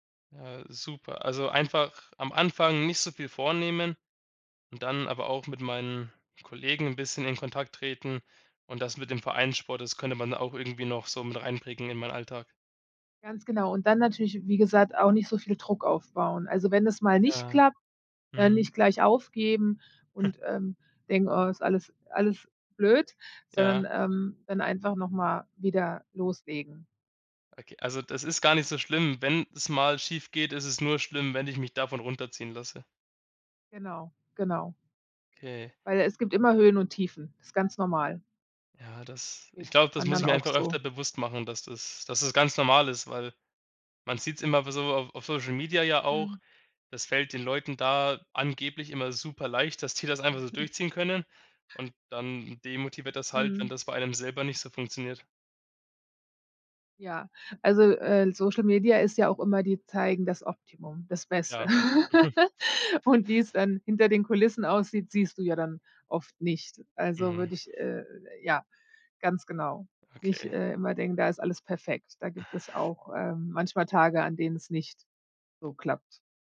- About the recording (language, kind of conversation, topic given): German, advice, Warum fehlt mir die Motivation, regelmäßig Sport zu treiben?
- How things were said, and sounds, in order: stressed: "nicht"; chuckle; chuckle; laugh; chuckle